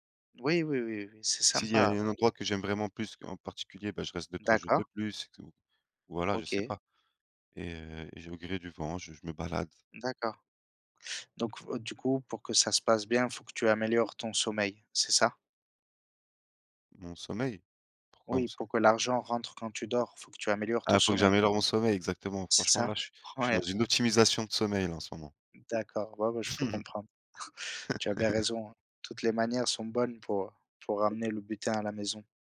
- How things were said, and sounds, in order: tapping; chuckle
- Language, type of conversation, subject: French, unstructured, Quels rêves aimerais-tu vraiment réaliser un jour ?